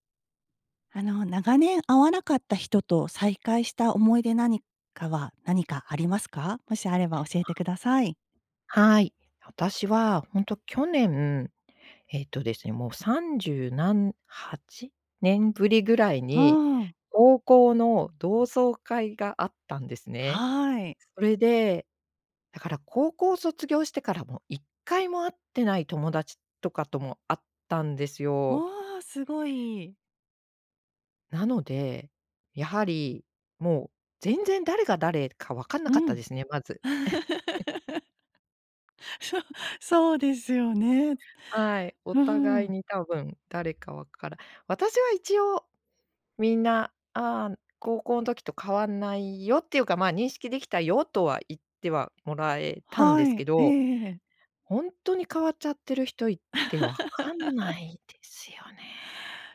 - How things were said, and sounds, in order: unintelligible speech; chuckle; laugh; laugh
- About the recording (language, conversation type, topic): Japanese, podcast, 長年会わなかった人と再会したときの思い出は何ですか？